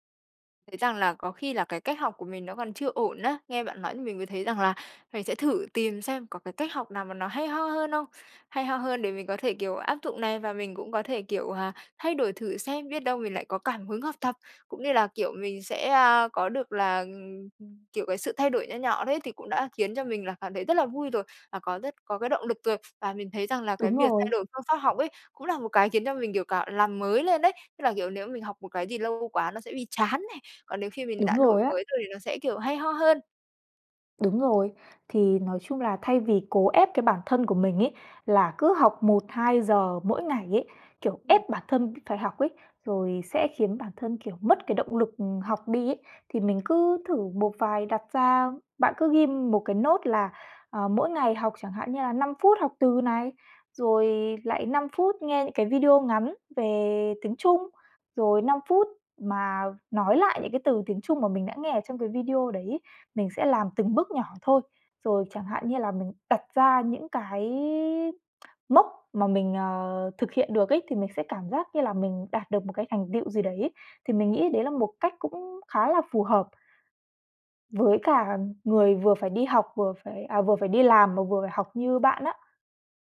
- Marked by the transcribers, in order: tapping; in English: "note"; tsk
- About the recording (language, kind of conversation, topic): Vietnamese, advice, Bạn nên làm gì khi lo lắng và thất vọng vì không đạt được mục tiêu đã đặt ra?